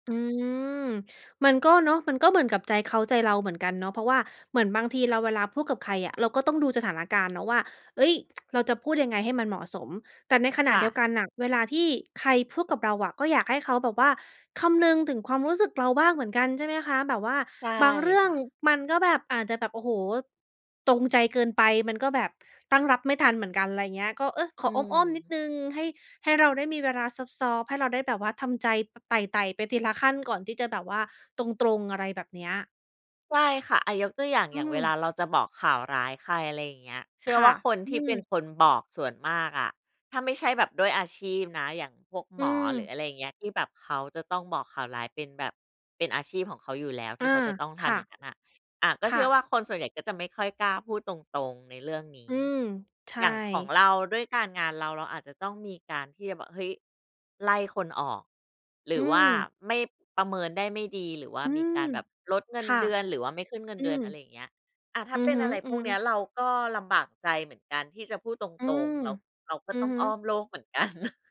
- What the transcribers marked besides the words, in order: other background noise; laughing while speaking: "กัน"; chuckle
- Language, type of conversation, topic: Thai, podcast, เวลาถูกให้ข้อสังเกต คุณชอบให้คนพูดตรงๆ หรือพูดอ้อมๆ มากกว่ากัน?
- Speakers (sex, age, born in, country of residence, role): female, 35-39, Thailand, United States, host; female, 40-44, Thailand, Thailand, guest